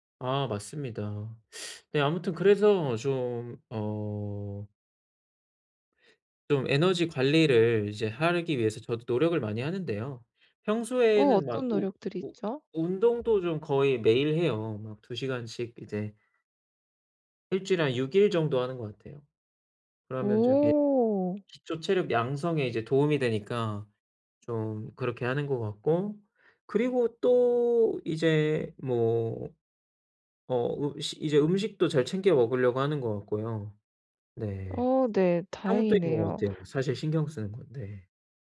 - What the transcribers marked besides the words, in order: "하기" said as "할기"; unintelligible speech
- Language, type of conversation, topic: Korean, advice, 하루 동안 에너지를 더 잘 관리하려면 어떻게 해야 하나요?